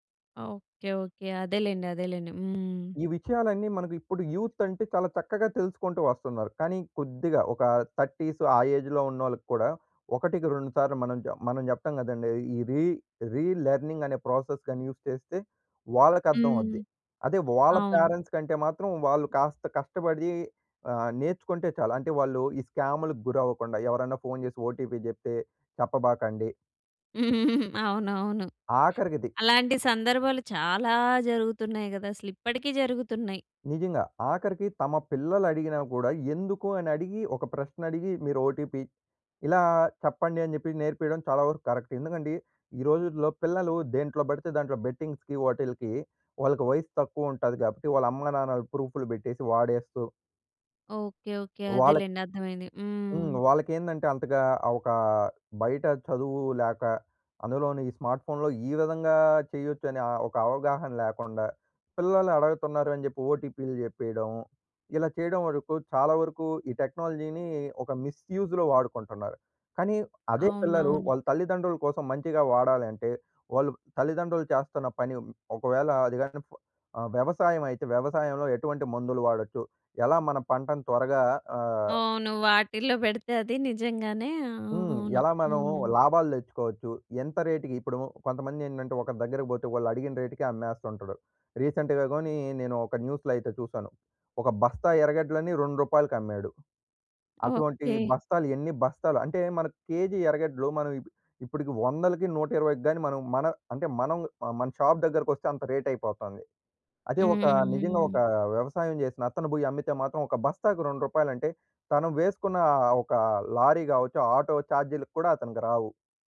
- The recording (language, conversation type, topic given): Telugu, podcast, మీరు మొదట టెక్నాలజీని ఎందుకు వ్యతిరేకించారు, తర్వాత దాన్ని ఎలా స్వీకరించి ఉపయోగించడం ప్రారంభించారు?
- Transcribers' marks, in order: in English: "యూత్"; in English: "థర్టీస్"; in English: "ఏజ్‌లో"; in English: "రీ లెర్నింగ్"; in English: "ప్రాసెస్"; in English: "యూజ్"; in English: "పేరెంట్స్"; in English: "స్కామ్‌లు"; in English: "ఓటీపీ"; giggle; in English: "ఓటీపీ"; in English: "కరెక్ట్"; in English: "బెట్టింగ్స్‌కి"; in English: "స్మార్ట్ ఫోన్‌లో"; in English: "ఓటీపీలు"; in English: "టెక్నాలజీని"; in English: "మిస్‌యూ‌జ్‌లో"; in English: "రేట్‌కి"; in English: "రేట్‌కి"; in English: "రీసెంట్‌గా"; in English: "న్యూస్‌లో"; in English: "షాప్"; in English: "రేట్"; in English: "చార్జీలు"